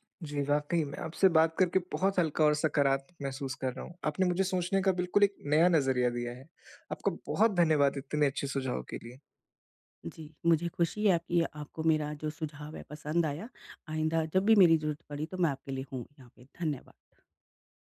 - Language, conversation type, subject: Hindi, advice, मैं अपने जीवन की प्राथमिकताएँ और समय का प्रबंधन कैसे करूँ ताकि भविष्य में पछतावा कम हो?
- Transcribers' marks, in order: none